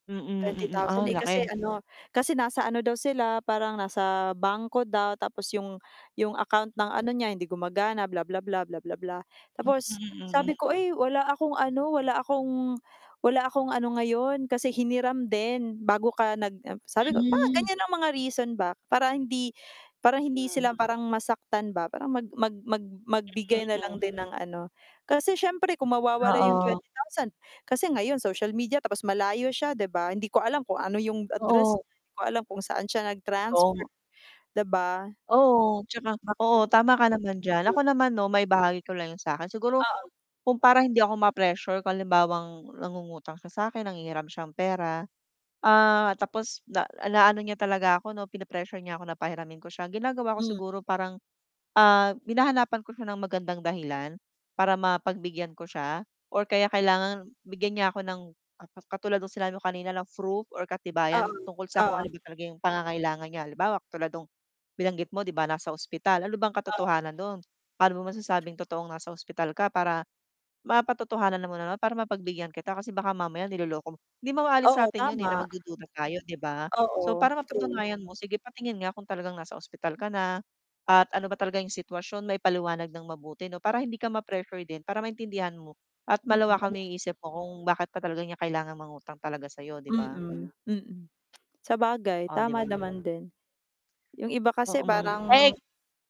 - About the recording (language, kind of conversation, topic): Filipino, unstructured, Paano mo hinaharap ang taong palaging humihiram ng pera?
- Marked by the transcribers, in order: static; distorted speech; tapping; other background noise; mechanical hum; "proof" said as "froof"